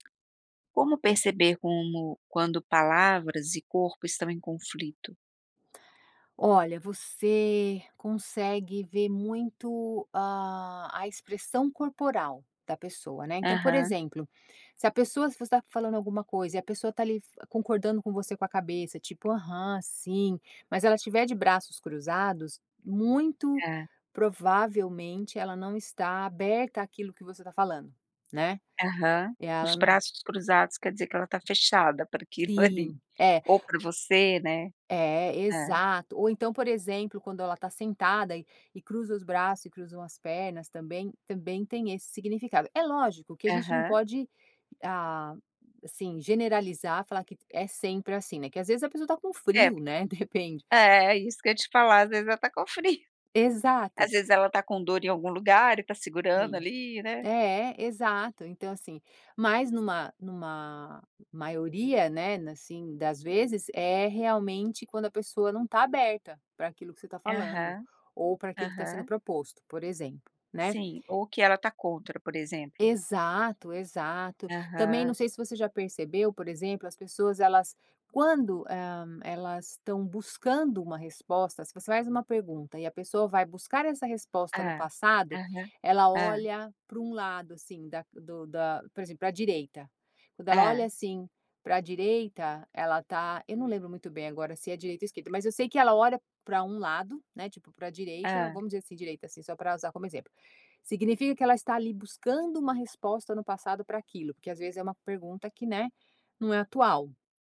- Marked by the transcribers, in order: none
- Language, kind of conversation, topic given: Portuguese, podcast, Como perceber quando palavras e corpo estão em conflito?